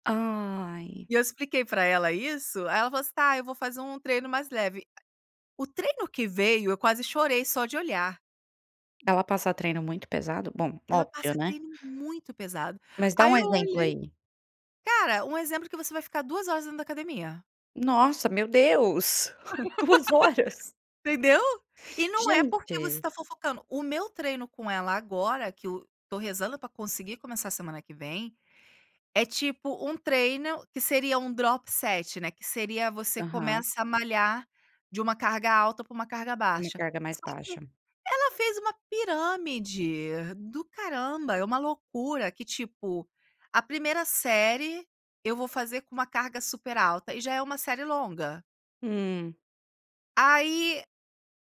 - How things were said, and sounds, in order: tapping; chuckle; laugh; in English: "drop set"
- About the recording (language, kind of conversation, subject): Portuguese, podcast, Você pode falar sobre um momento em que tudo fluiu para você?